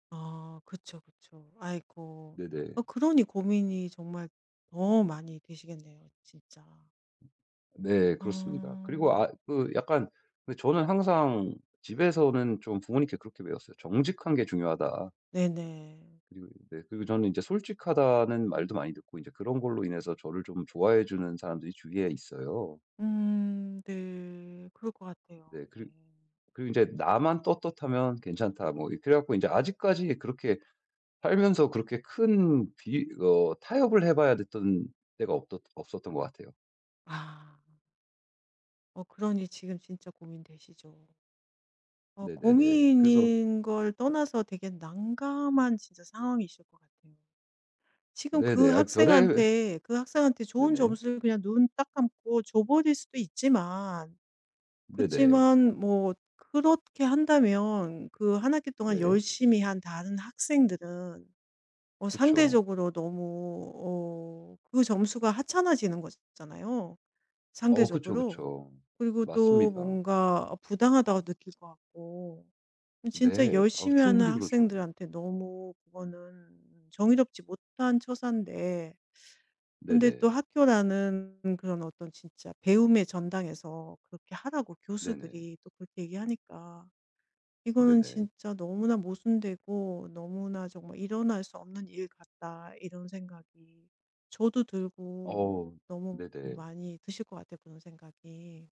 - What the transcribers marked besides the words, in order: other background noise
- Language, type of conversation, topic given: Korean, advice, 직장에서 윤리적으로 행동하면서도 좋은 평판을 어떻게 쌓고 유지할 수 있나요?